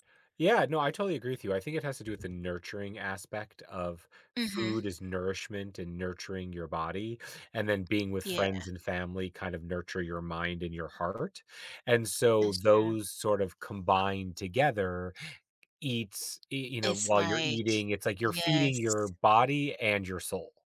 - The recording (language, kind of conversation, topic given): English, unstructured, Why do some foods taste better when shared with others?
- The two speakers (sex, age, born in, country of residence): female, 30-34, United States, United States; male, 50-54, United States, United States
- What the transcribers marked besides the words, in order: tapping